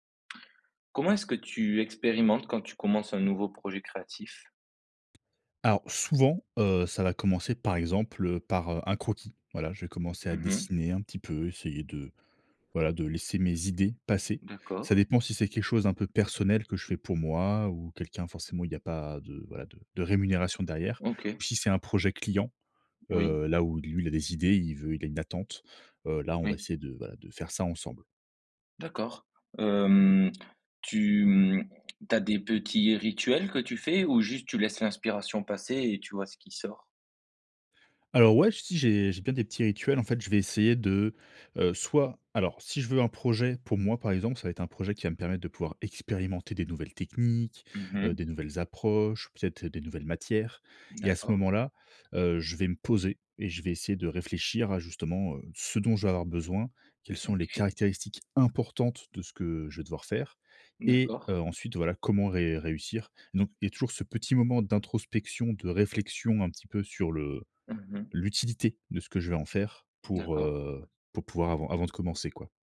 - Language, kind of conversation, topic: French, podcast, Processus d’exploration au démarrage d’un nouveau projet créatif
- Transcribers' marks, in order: other background noise; stressed: "importantes"